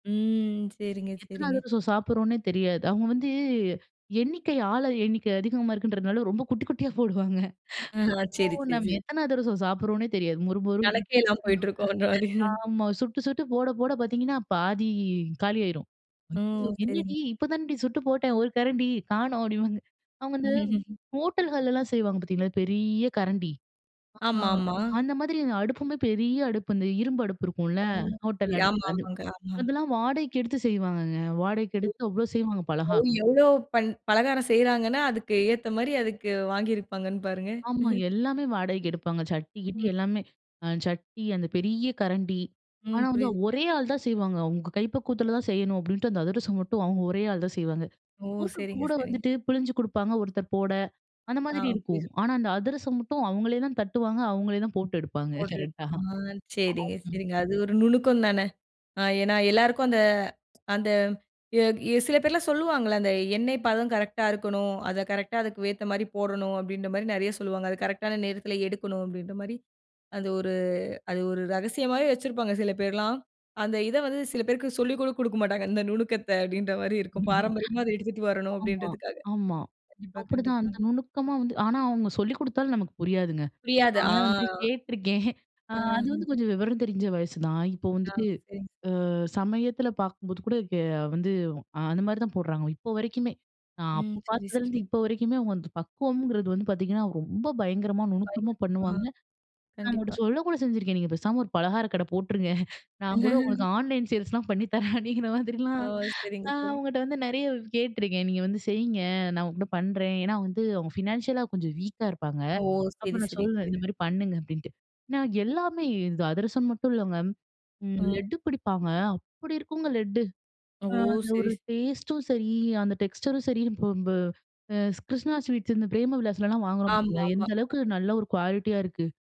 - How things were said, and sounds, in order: drawn out: "ம்"; other noise; drawn out: "வந்து"; laughing while speaking: "ரொம்ப குட்டி குட்டியா போடுவாங்க"; laughing while speaking: "இருக்கோன்ற மாரி"; unintelligible speech; drawn out: "பாதி"; surprised: "என்னடி! இப்போ தானடி சுட்டு போட்டேன் ஒரு கரண்டி காணும் அப்படின்பாங்க"; laugh; other background noise; unintelligible speech; tapping; chuckle; unintelligible speech; unintelligible speech; drawn out: "ஒரு"; laugh; chuckle; unintelligible speech; laughing while speaking: "பலகாரக் கடை போட்டுருங்க நான் கூட … வந்து நிறைய கேட்டுருக்கேன்"; in English: "ஆன்லைன் சேல்ஸ்லாம்"; laugh; in English: "ஃபினான்ஷியலா"; in English: "வீக்கா"; in English: "டேஸ்ட்டும்"; in English: "டெக்ஸ்டரும்"; unintelligible speech; in English: "குவாலிட்டியா"
- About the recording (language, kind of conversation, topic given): Tamil, podcast, பண்டிகை உணவுகளை இன்னும் சிறப்பாகச் செய்ய உதவும் சிறிய ரகசியங்கள் என்னென்ன?